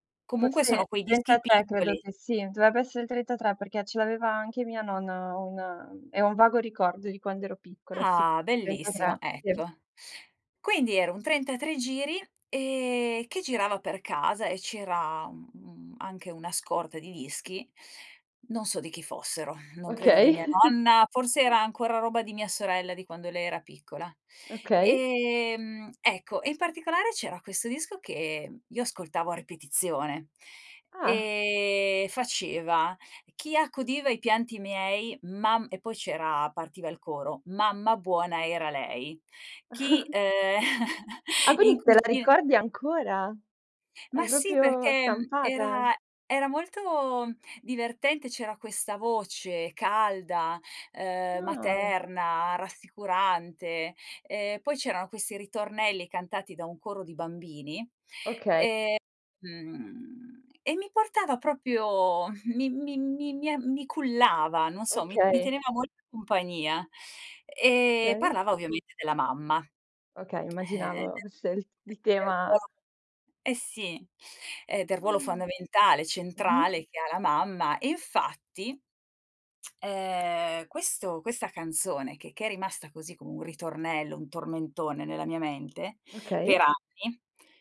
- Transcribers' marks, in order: chuckle; chuckle; "proprio" said as "propio"; tongue click
- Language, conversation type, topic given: Italian, podcast, Hai un ricordo legato a una canzone della tua infanzia che ti commuove ancora?